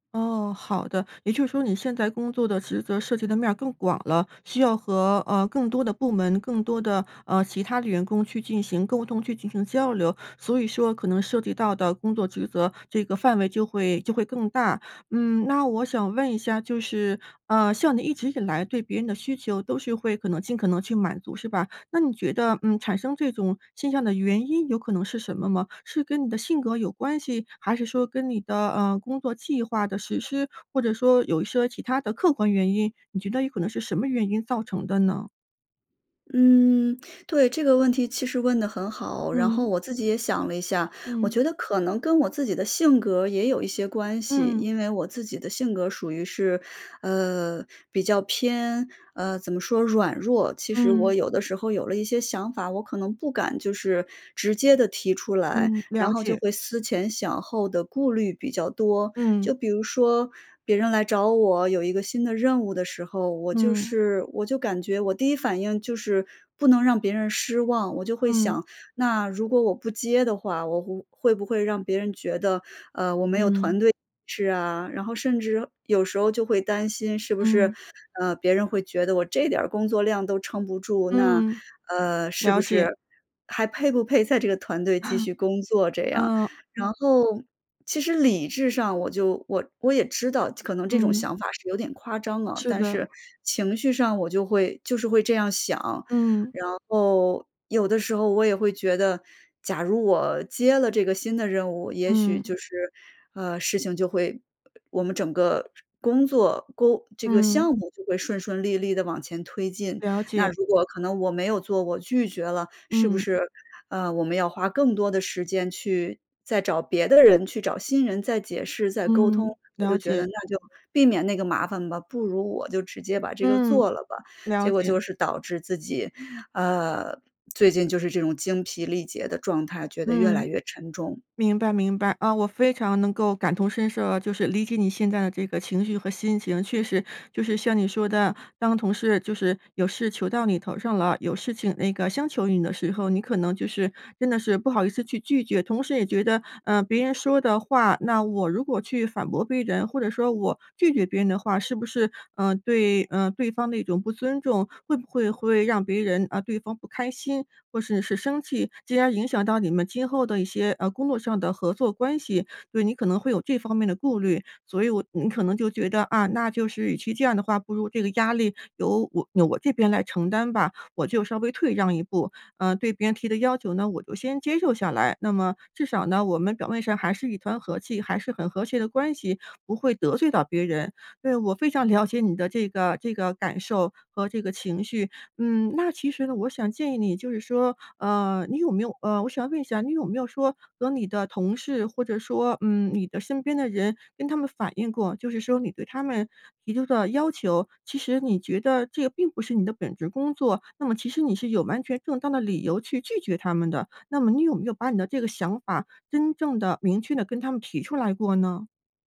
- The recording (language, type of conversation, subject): Chinese, advice, 我总是很难拒绝额外任务，结果感到职业倦怠，该怎么办？
- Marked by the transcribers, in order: laughing while speaking: "配不配在这个"; chuckle